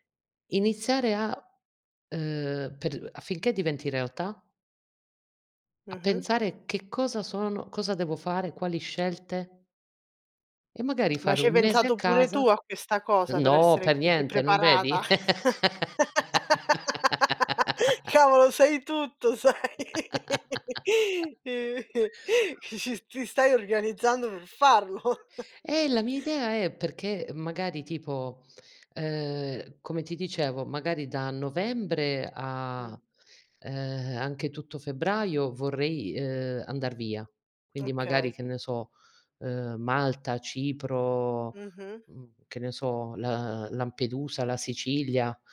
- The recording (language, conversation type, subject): Italian, unstructured, Hai mai rinunciato a un sogno? Perché?
- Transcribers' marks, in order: unintelligible speech; other background noise; laugh; laughing while speaking: "Cavolo, sai tutto, sai! Che ci s ti stai organizzando per farlo"; laugh; chuckle; tapping